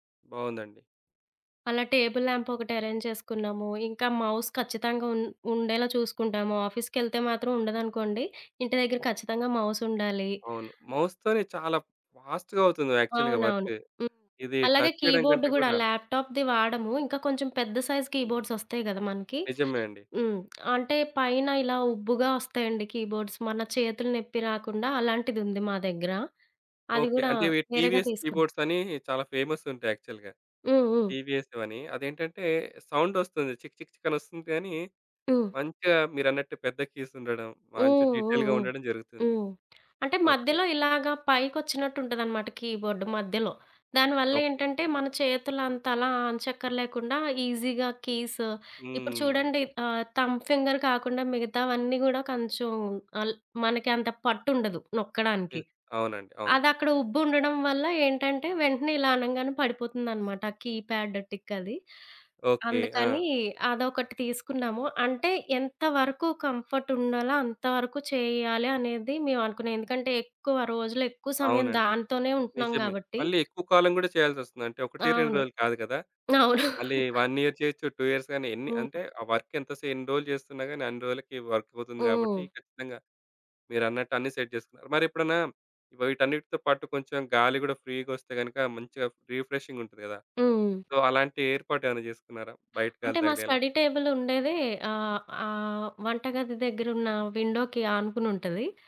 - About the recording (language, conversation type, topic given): Telugu, podcast, హోమ్ ఆఫీస్‌ను సౌకర్యవంతంగా ఎలా ఏర్పాటు చేయాలి?
- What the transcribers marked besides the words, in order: in English: "టేబుల్ ల్యాంప్"; in English: "అరేంజ్"; in English: "మౌస్"; in English: "మౌస్"; in English: "మౌస్"; in English: "ఫాస్ట్‌గా"; tapping; in English: "యాక్చువల్‌గా వర్క్"; in English: "కీబోర్డ్"; in English: "టచ్"; in English: "ల్యాప్టాప్‌ది"; in English: "సైజ్ కీబోర్డ్స్"; other background noise; in English: "కీబోర్డ్స్"; in English: "టీవీఎస్ కీబోర్డ్స్"; in English: "ఫేమస్"; in English: "యాక్చువల్‌గా. టీవీఎస్‌వి"; in English: "సౌండ్"; other noise; in English: "కీస్"; in English: "డీటెయిల్‌గా"; in English: "కీబోర్డ్"; in English: "ఈజీగా కీస్"; in English: "థంబ్ ఫింగర్"; in English: "కీప్యాడ్ టిక్"; in English: "కంఫర్ట్"; in English: "వన్ ఇయర్"; chuckle; in English: "టూ ఇయర్స్"; in English: "వర్క్"; in English: "వర్క్"; in English: "సెట్"; in English: "రిఫ్రెషింగ్"; in English: "సో"; in English: "స్టడీ టేబుల్"; in English: "విండోకి"